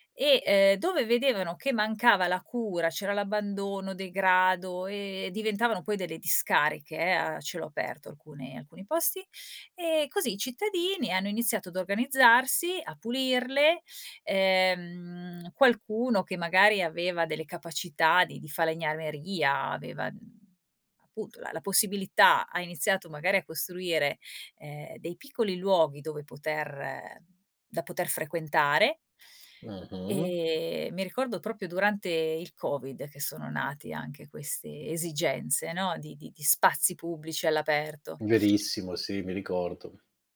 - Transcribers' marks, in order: "proprio" said as "propio"
- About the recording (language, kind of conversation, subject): Italian, podcast, Quali iniziative locali aiutano a proteggere il verde in città?